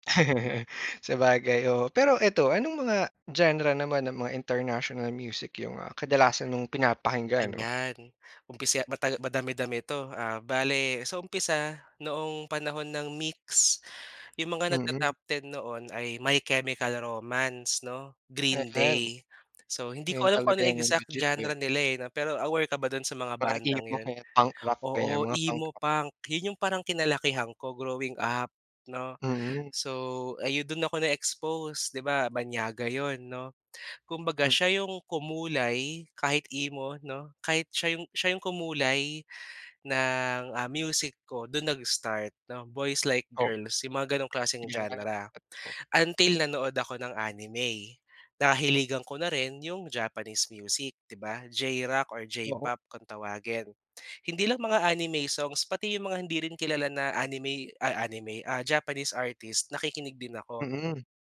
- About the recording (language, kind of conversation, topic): Filipino, podcast, Mas gusto mo ba ang mga kantang nasa sariling wika o mga kantang banyaga?
- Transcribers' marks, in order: laugh; in English: "international music"; in English: "exact genre"